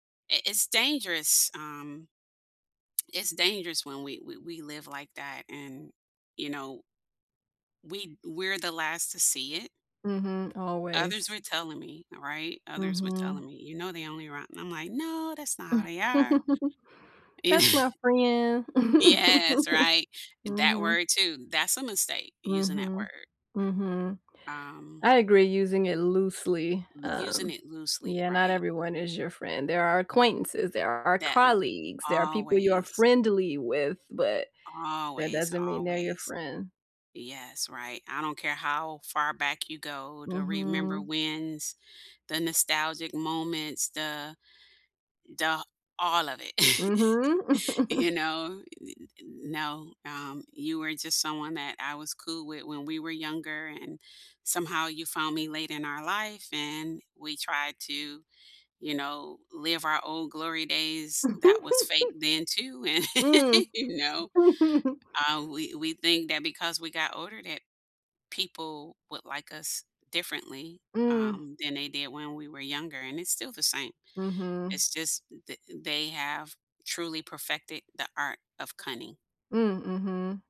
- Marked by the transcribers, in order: lip smack; put-on voice: "No, that's not how they are"; chuckle; laughing while speaking: "You kn"; chuckle; chuckle; chuckle; laughing while speaking: "and"; chuckle; chuckle
- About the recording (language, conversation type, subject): English, unstructured, What mistake taught you the most?
- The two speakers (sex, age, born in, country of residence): female, 45-49, United States, United States; female, 50-54, United States, United States